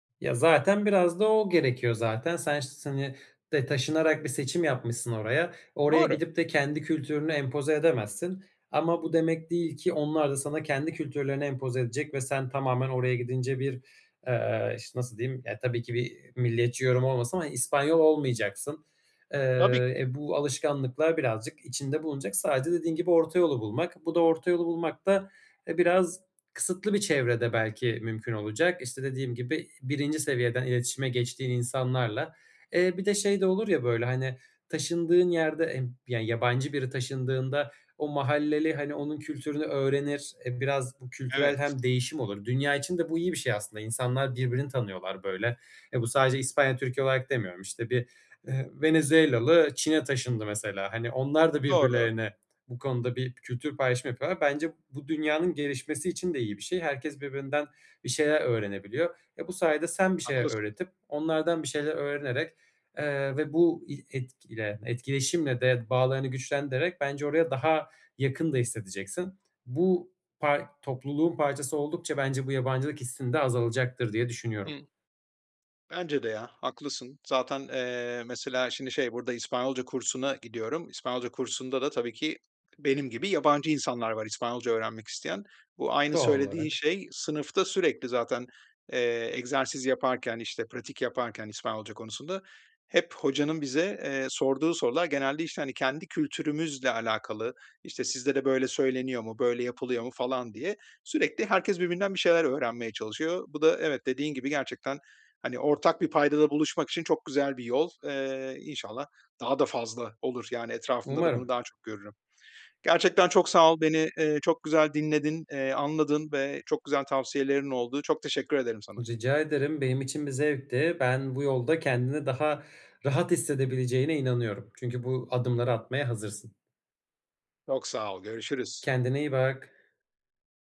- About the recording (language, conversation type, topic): Turkish, advice, Yeni bir yerde yabancılık hissini azaltmak için nereden başlamalıyım?
- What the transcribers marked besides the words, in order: tapping; other background noise